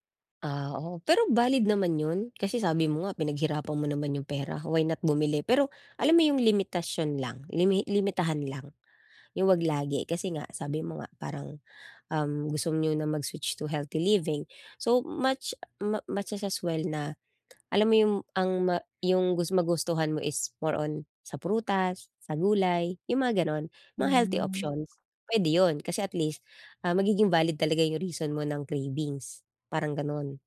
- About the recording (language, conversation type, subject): Filipino, advice, Paano ako makakapagbadyet at makakapamili nang matalino sa araw-araw?
- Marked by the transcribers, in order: other background noise; tapping; dog barking